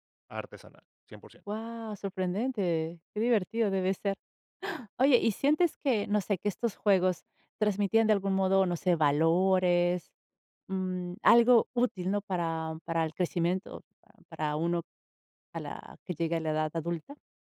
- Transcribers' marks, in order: gasp; other background noise
- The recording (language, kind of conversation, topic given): Spanish, podcast, ¿Qué juegos te encantaban cuando eras niño?